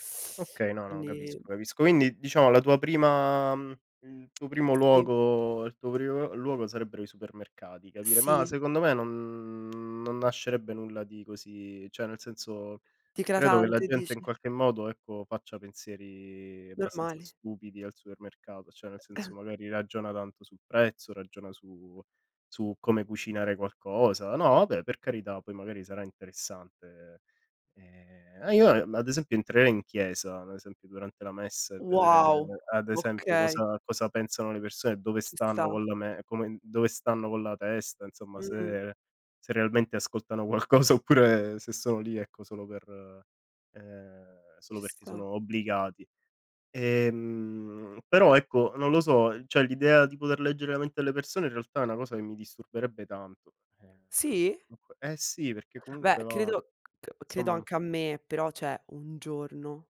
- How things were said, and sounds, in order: cough; laughing while speaking: "oppure"; other background noise; "comunque" said as "cunque"; "cioè" said as "ceh"
- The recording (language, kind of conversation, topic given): Italian, unstructured, Se potessi leggere la mente delle persone per un giorno, come useresti questa capacità?